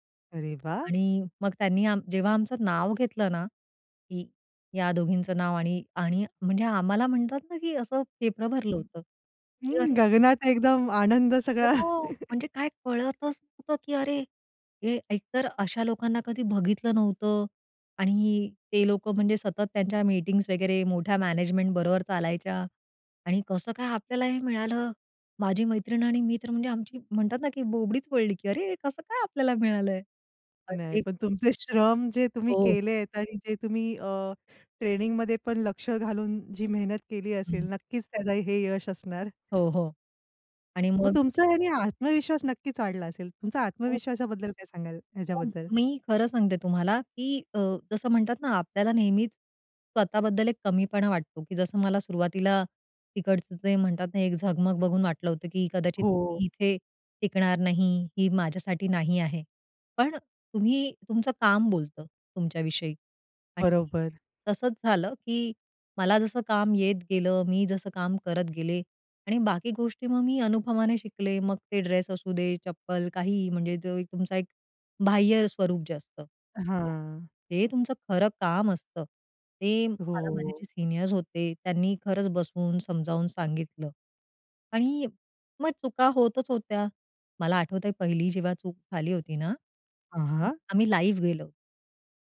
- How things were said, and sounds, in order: other noise; laughing while speaking: "गगनात एकदम आनंद सगळा"; tapping; in English: "लाइव्ह"
- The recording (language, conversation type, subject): Marathi, podcast, पहिली नोकरी तुम्हाला कशी मिळाली आणि त्याचा अनुभव कसा होता?